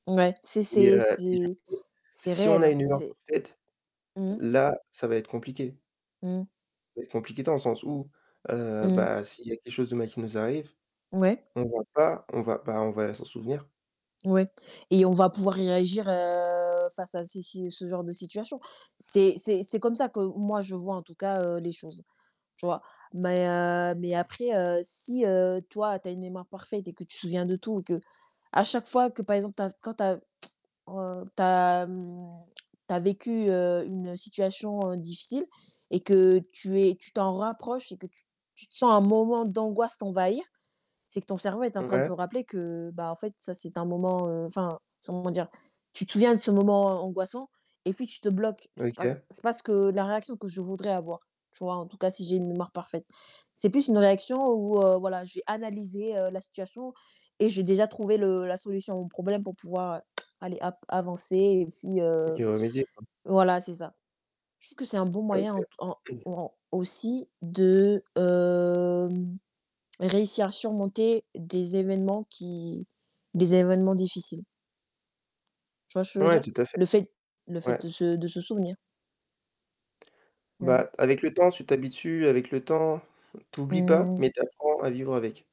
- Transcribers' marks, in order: distorted speech; unintelligible speech; unintelligible speech; tongue click; tongue click; throat clearing; drawn out: "hem"
- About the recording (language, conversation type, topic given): French, unstructured, Préféreriez-vous avoir une mémoire parfaite ou la capacité de tout oublier ?